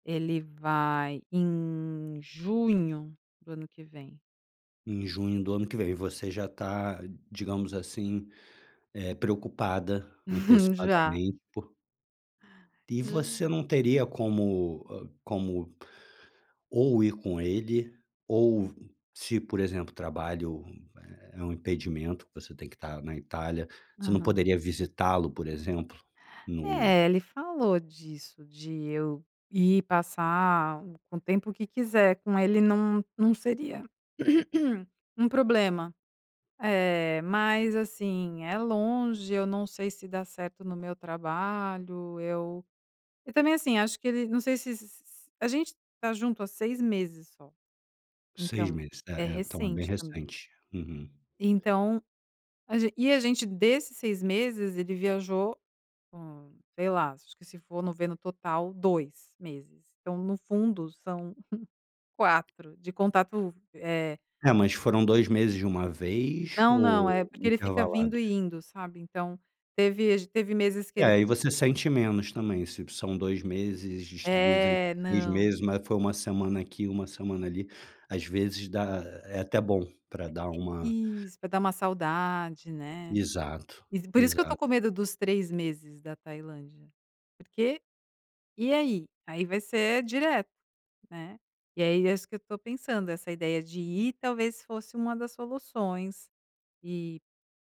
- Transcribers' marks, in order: chuckle; chuckle; other background noise; throat clearing; chuckle; tapping
- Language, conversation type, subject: Portuguese, advice, Como lidar com um conflito no relacionamento causado por uma mudança?